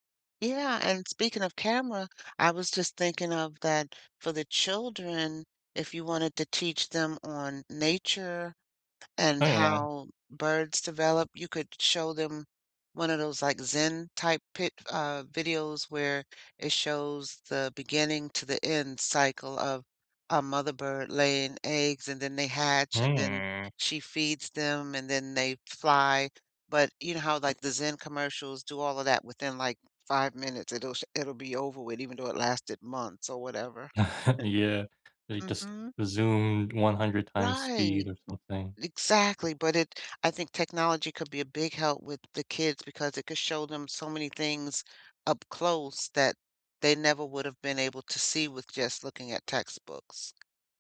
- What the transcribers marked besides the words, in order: other background noise; chuckle
- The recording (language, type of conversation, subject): English, unstructured, Can technology help education more than it hurts it?